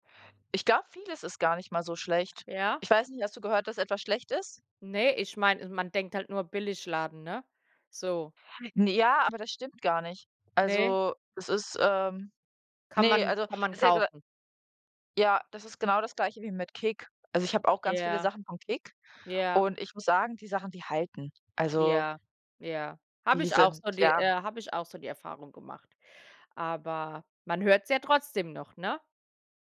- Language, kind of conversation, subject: German, unstructured, Wie gehst du mit deinem Taschengeld um?
- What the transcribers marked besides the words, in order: unintelligible speech